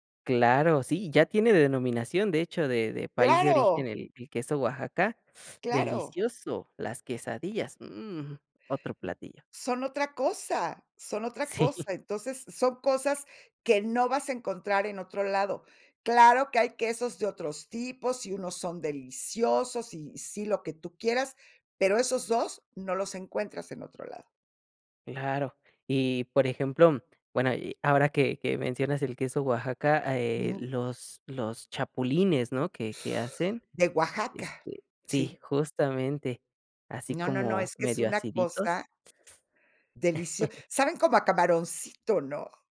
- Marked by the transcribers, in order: teeth sucking; other noise; laughing while speaking: "Sí"; teeth sucking; other background noise; laugh
- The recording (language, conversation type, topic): Spanish, podcast, ¿Qué comida te conecta con tus raíces?